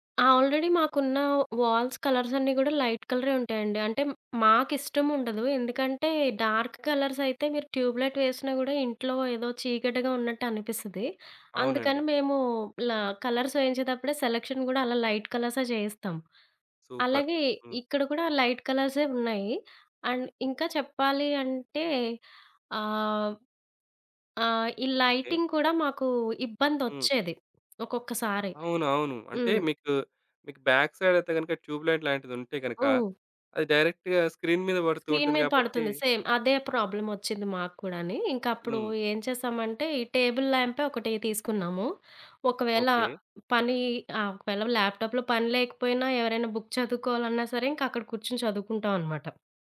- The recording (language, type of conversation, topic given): Telugu, podcast, హోమ్ ఆఫీస్‌ను సౌకర్యవంతంగా ఎలా ఏర్పాటు చేయాలి?
- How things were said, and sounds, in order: in English: "ఆల్రెడీ"; in English: "వాల్స్ కలర్స్"; in English: "లైట్"; in English: "డార్క్ కలర్స్"; in English: "ట్యూబ్ లైట్"; in English: "కలర్స్"; in English: "సెలక్షన్"; in English: "సూపర్"; in English: "లైట్"; in English: "లైట్"; in English: "అండ్"; in English: "లైటింగ్"; other background noise; in English: "బ్యాక్‌సైడ్"; in English: "ట్యూబ్ లైట్"; in English: "డైరెక్ట్‌గా స్క్రీన్"; in English: "స్క్రీన్"; in English: "సేమ్"; in English: "ప్రాబ్లమ్"; in English: "టేబుల్"; in English: "ల్యాప్టాప్‌లో"; in English: "బుక్"